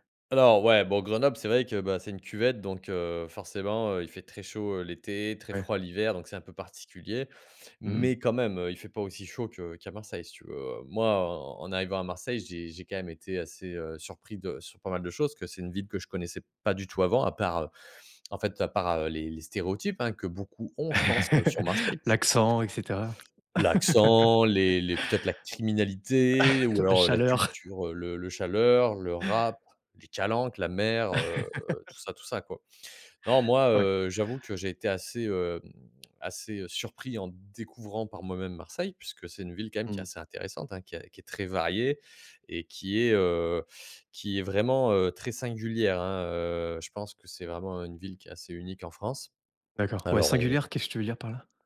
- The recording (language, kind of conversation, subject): French, podcast, Quelle ville t’a le plus surpris, et pourquoi ?
- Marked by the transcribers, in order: chuckle; laugh; chuckle; laugh